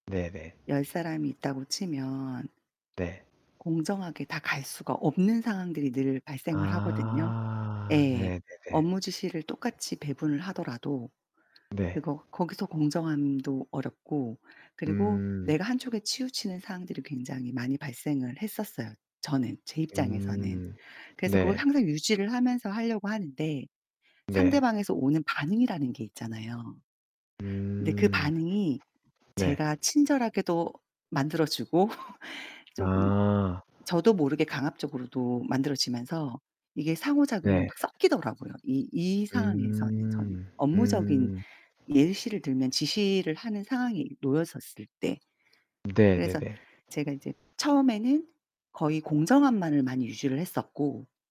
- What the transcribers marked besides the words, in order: tapping; laughing while speaking: "만들어주고"; other background noise
- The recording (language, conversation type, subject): Korean, unstructured, 공정함과 친절함 사이에서 어떻게 균형을 잡으시나요?